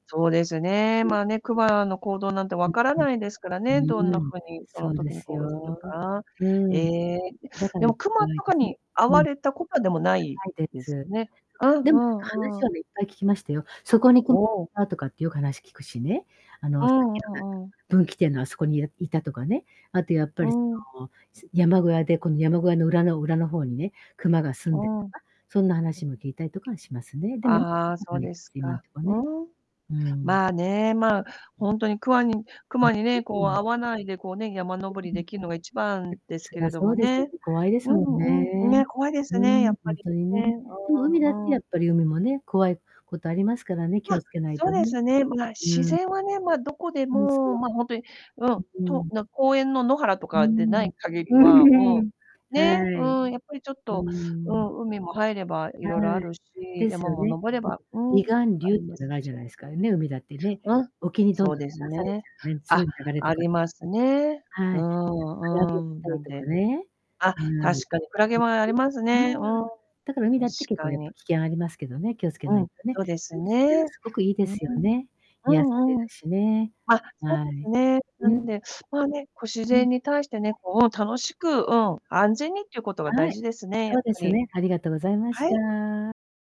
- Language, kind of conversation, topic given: Japanese, unstructured, 自然の中で一番好きな場所はどこですか？
- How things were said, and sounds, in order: distorted speech; other background noise; unintelligible speech; unintelligible speech